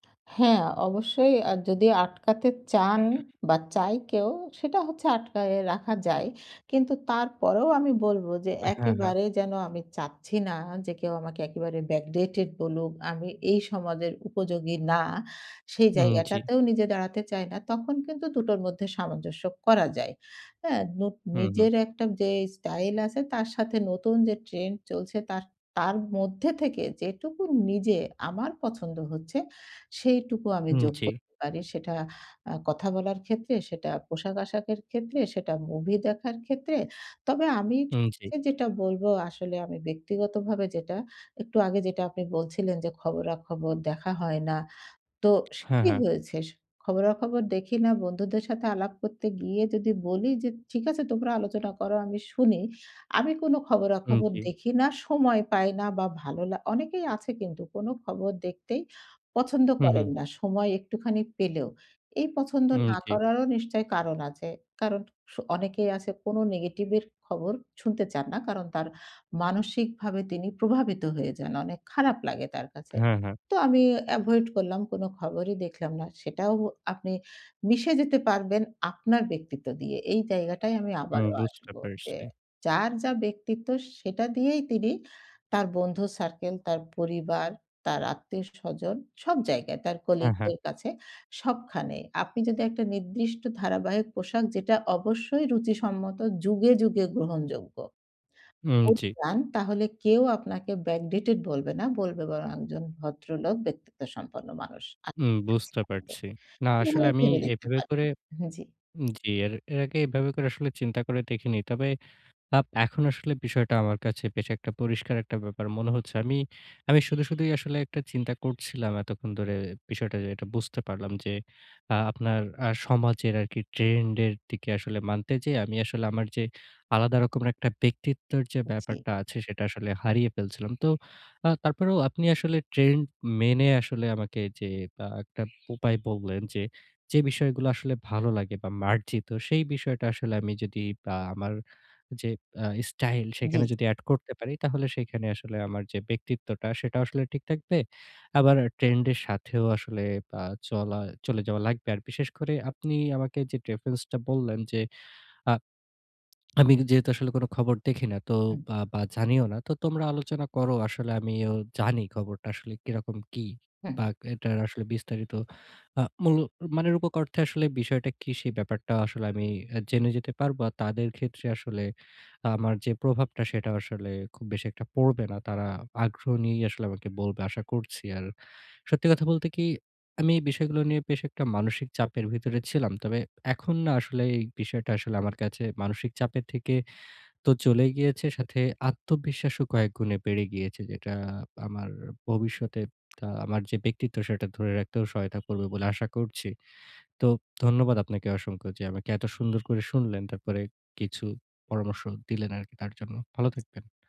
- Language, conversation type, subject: Bengali, advice, ট্রেন্ড মেনে চলব, নাকি নিজের স্টাইল ধরে রাখব?
- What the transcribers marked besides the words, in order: throat clearing; in English: "backdated"; lip smack; horn; lip smack; swallow; lip smack; tsk